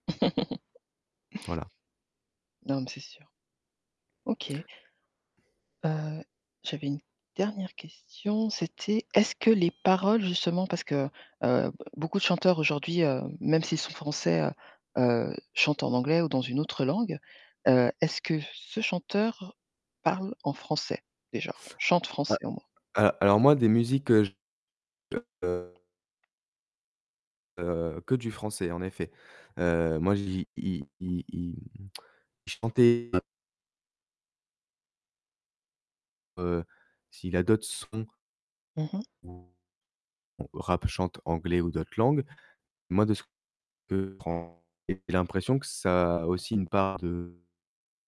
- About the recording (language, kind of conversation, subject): French, podcast, Quelle découverte musicale t’a surprise récemment ?
- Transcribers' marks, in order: laugh; tapping; alarm; distorted speech; tsk; unintelligible speech